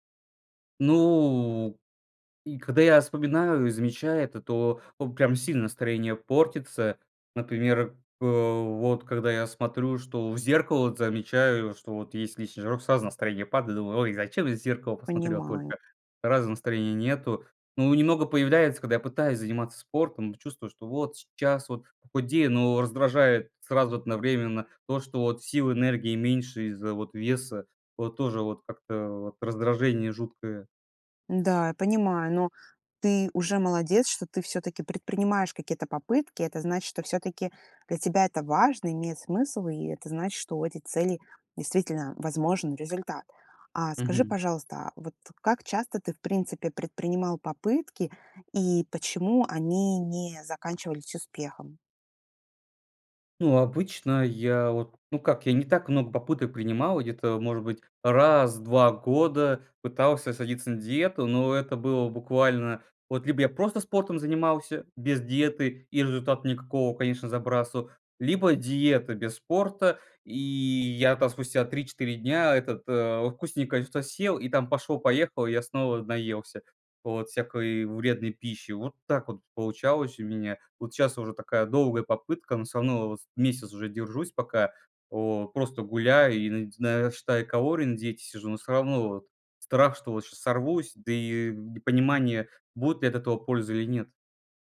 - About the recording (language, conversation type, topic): Russian, advice, Как вы переживаете из-за своего веса и чего именно боитесь при мысли об изменениях в рационе?
- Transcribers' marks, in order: none